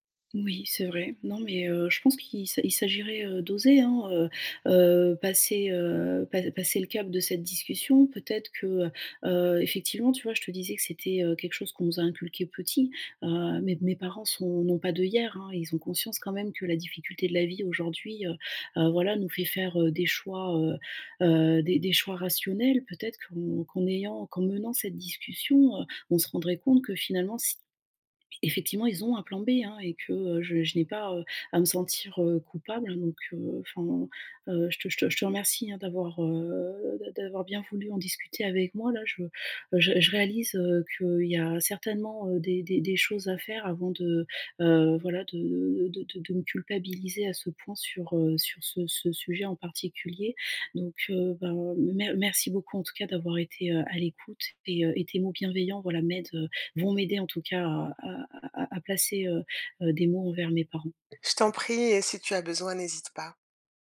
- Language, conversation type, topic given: French, advice, Comment trouver un équilibre entre les traditions familiales et mon expression personnelle ?
- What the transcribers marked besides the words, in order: tapping